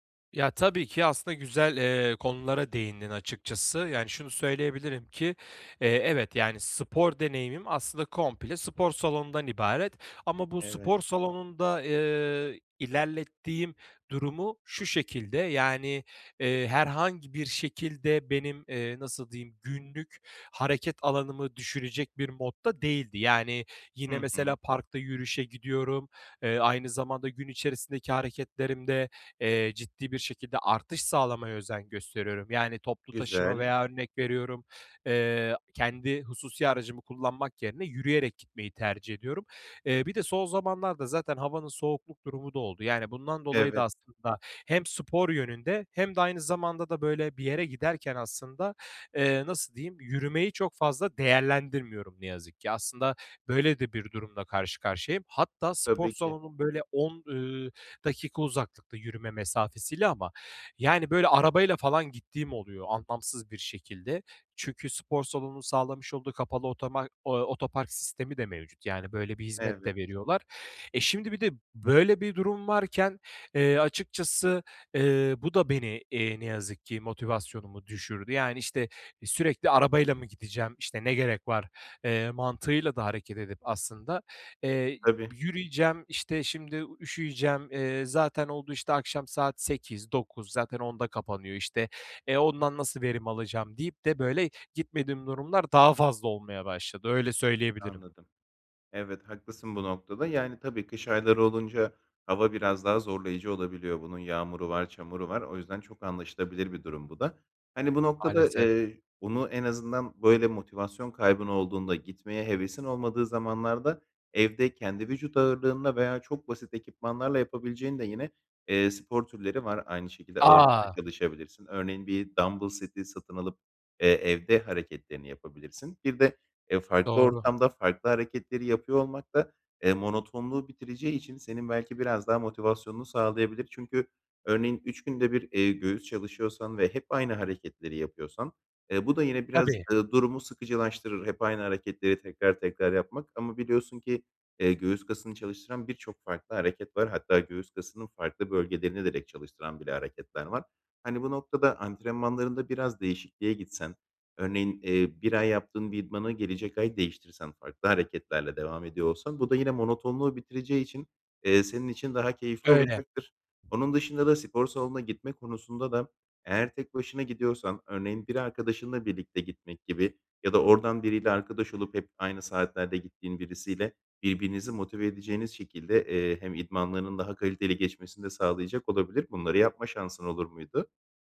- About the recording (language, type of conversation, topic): Turkish, advice, Motivasyon kaybı ve durgunluk
- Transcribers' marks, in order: tapping; other background noise